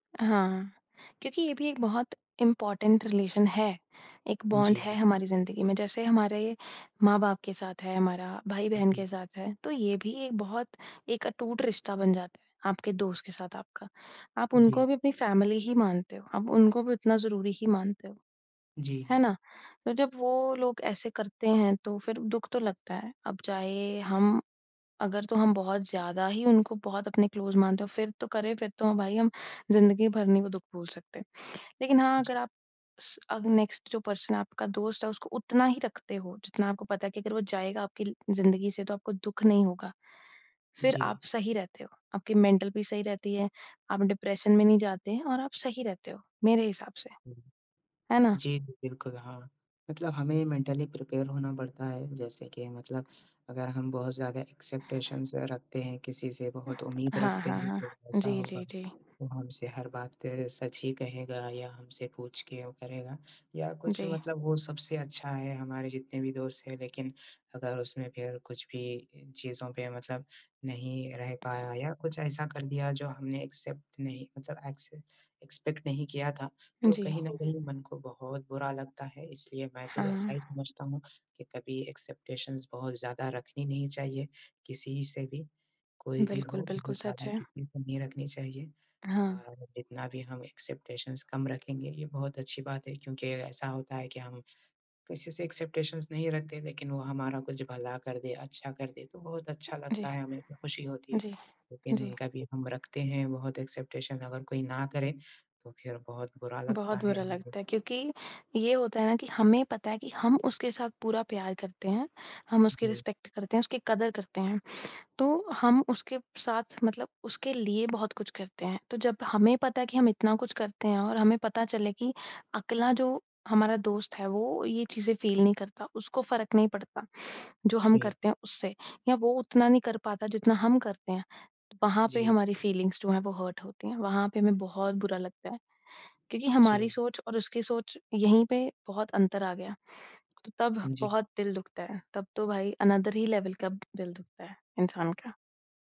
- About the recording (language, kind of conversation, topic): Hindi, unstructured, क्या झगड़े के बाद दोस्ती फिर से हो सकती है?
- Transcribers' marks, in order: in English: "इम्पोर्टेंट रिलेशन"; in English: "बॉन्ड"; tapping; in English: "फैमिली"; in English: "क्लोज़"; in English: "नेक्स्ट"; in English: "पर्सन"; in English: "मेंटल"; in English: "डिप्रेशन"; in English: "मेंटली प्रिपेयर"; in English: "एक्सेप्टेशंस"; "एक्सपेकटेशन्स" said as "एक्सेप्टेशंस"; in English: "एक्सेप्ट"; in English: "एक्से एक्सपेक्ट"; in English: "एक्सेप्टेशंस"; "एक्सपेकटेशन्स" said as "एक्सेप्टेशंस"; in English: "एक्सेप्टेशंस"; "एक्सपेकटेशन्स" said as "एक्सेप्टेशंस"; in English: "एक्सेप्टेशंस"; "एक्सपेकटेशन्स" said as "एक्सेप्टेशंस"; in English: "एक्सेप्टेशंस"; "एक्सपेकटेशन्स" said as "एक्सेप्टेशंस"; in English: "रिस्पेक्ट"; in English: "फ़ील"; in English: "फीलिंग्स"; in English: "हर्ट"; in English: "अनअदर"; in English: "लेवल"